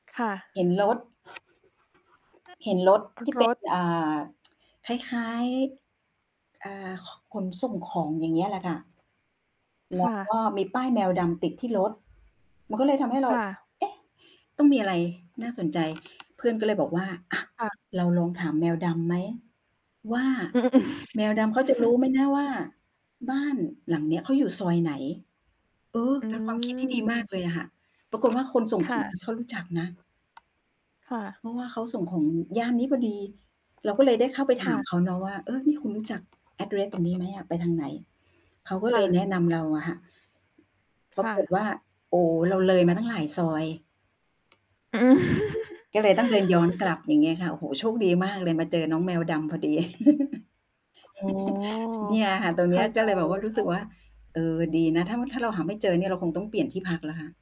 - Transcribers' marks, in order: static; unintelligible speech; distorted speech; tapping; chuckle; drawn out: "อืม"; in English: "address"; other background noise; chuckle; chuckle; drawn out: "อ๋อ"
- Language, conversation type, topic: Thai, unstructured, คุณเคยเจอปัญหาอะไรบ้างระหว่างเดินทางท่องเที่ยวต่างประเทศ?